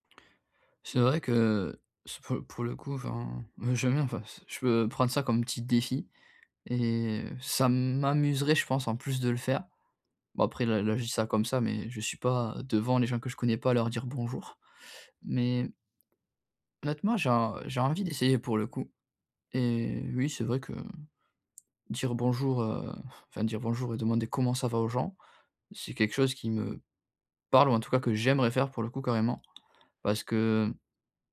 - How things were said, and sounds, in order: stressed: "défi"; drawn out: "et"; stressed: "parle"; stressed: "j'aimerais"
- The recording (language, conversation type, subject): French, advice, Comment surmonter ma timidité pour me faire des amis ?